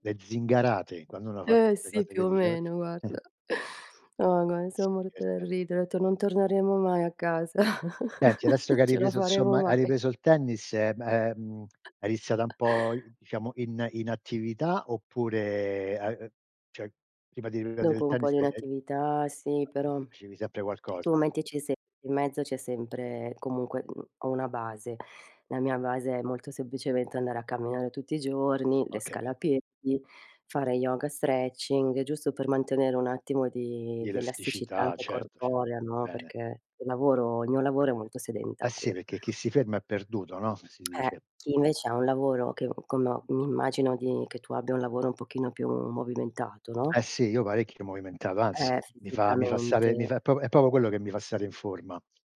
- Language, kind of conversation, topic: Italian, unstructured, Qual è lo sport che preferisci per mantenerti in forma?
- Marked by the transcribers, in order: unintelligible speech; chuckle; chuckle; laughing while speaking: "Non ce la faremo mai"; "insomma" said as "'nzomma"; chuckle; tapping; other background noise; "proprio" said as "pop"